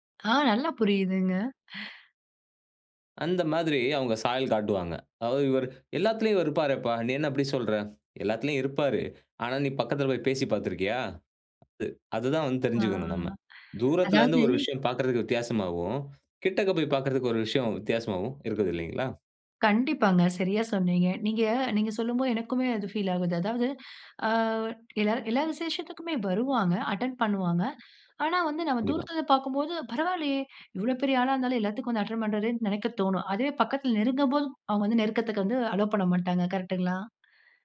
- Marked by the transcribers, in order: other background noise
- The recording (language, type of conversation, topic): Tamil, podcast, புதியவர்களுடன் முதலில் நீங்கள் எப்படி உரையாடலை ஆரம்பிப்பீர்கள்?